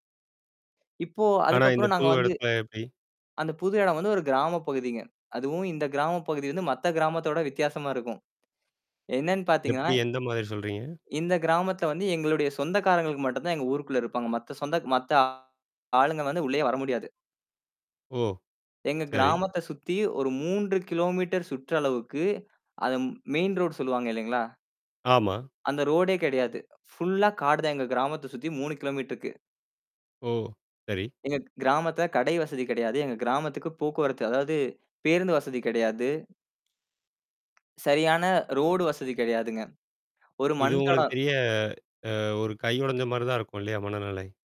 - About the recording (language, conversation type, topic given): Tamil, podcast, ஊரை விட்டு வெளியேறிய அனுபவம் உங்களுக்கு எப்படி இருந்தது?
- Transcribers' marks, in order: other background noise; static; distorted speech; in English: "மெயின் ரோட்"; in English: "ரோடே"; other noise; tapping; in English: "ரோடு"